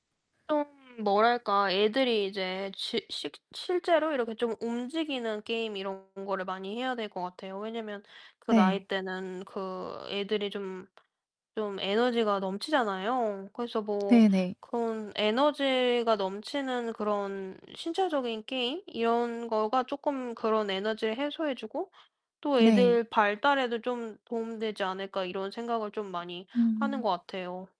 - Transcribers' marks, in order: distorted speech; other background noise
- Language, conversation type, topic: Korean, unstructured, 아이들이 지나치게 자극적인 게임에 빠지는 것이 무섭지 않나요?